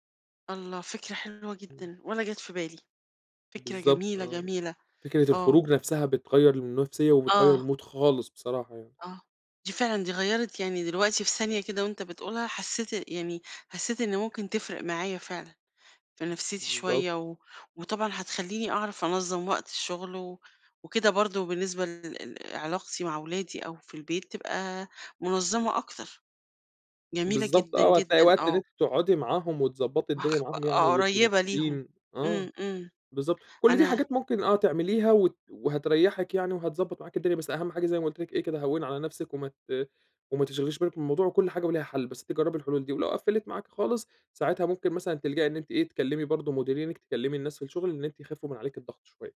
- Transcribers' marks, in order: in English: "الMood"
- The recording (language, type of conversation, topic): Arabic, advice, إزاي أتعامل مع صعوبة فصل وقت الشغل عن حياتي الشخصية؟